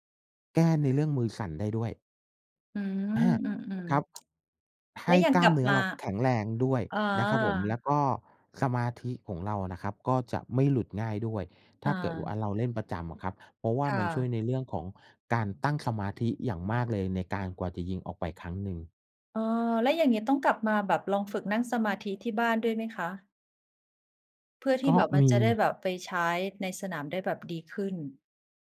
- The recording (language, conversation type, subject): Thai, unstructured, คุณเคยลองเล่นกีฬาที่ท้าทายมากกว่าที่เคยคิดไหม?
- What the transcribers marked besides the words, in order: tsk